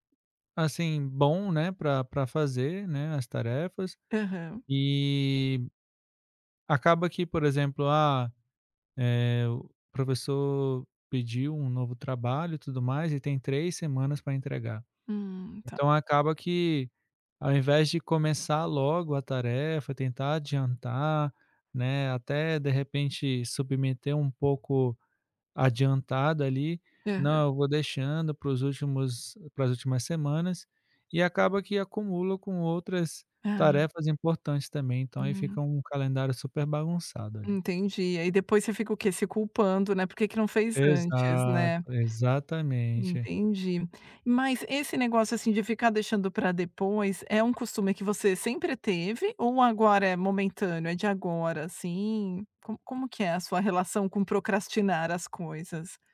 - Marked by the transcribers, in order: none
- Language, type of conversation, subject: Portuguese, advice, Como você costuma procrastinar para começar tarefas importantes?